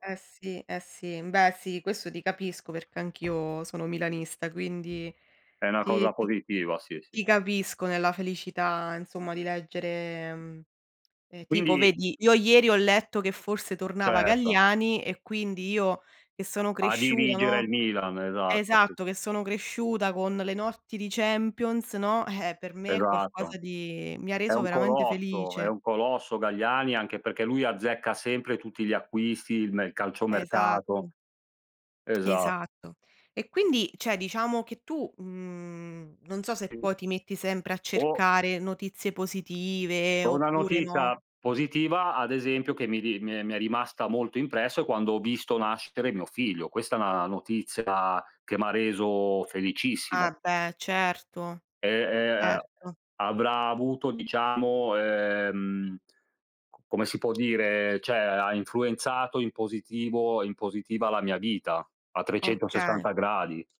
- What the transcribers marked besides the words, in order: tapping; lip smack; "cioè" said as "ceh"; other background noise; "Certo" said as "erto"; "cioè" said as "ceh"
- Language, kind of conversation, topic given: Italian, unstructured, Quali notizie di oggi ti rendono più felice?